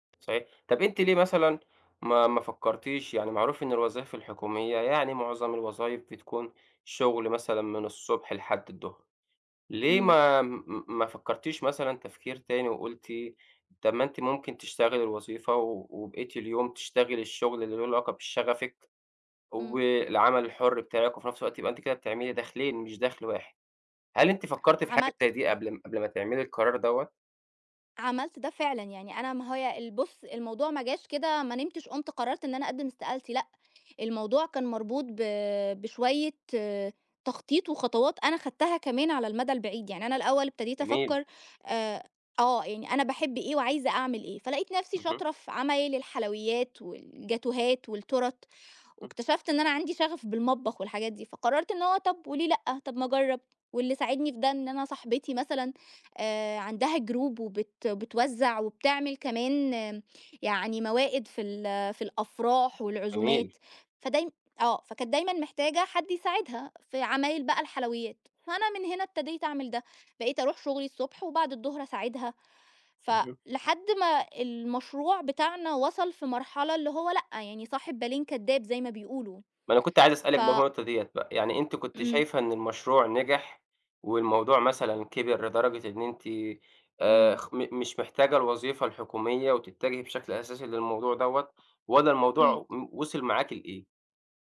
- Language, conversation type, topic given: Arabic, podcast, إزاي بتختار بين شغل بتحبه وبيكسبك، وبين شغل مضمون وآمن؟
- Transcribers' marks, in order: tapping; tsk; other background noise; in English: "Group"